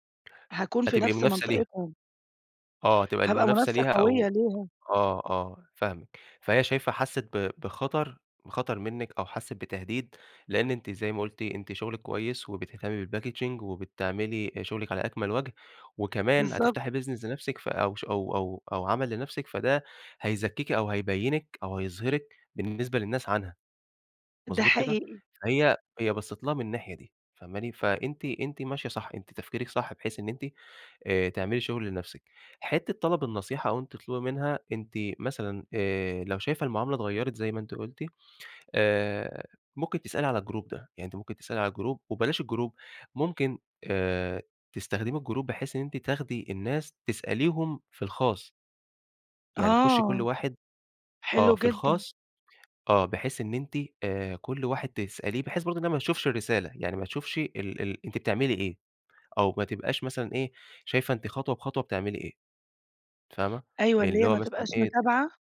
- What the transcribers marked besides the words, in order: tapping; in English: "بالPackaging"; in English: "Business"; in English: "الGroup"; in English: "الGroup"; in English: "الGroup"; in English: "الGroup"
- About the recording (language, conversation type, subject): Arabic, advice, إزاي أطلب من زميل أكبر مني يبقى مرشد ليا أو يدّيني نصيحة مهنية؟